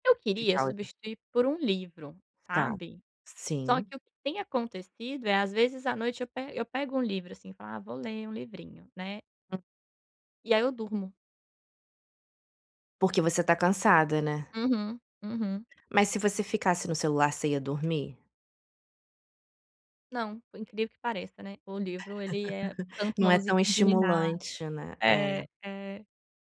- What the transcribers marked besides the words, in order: laugh
- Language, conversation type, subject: Portuguese, advice, Como posso separar melhor o trabalho da vida pessoal?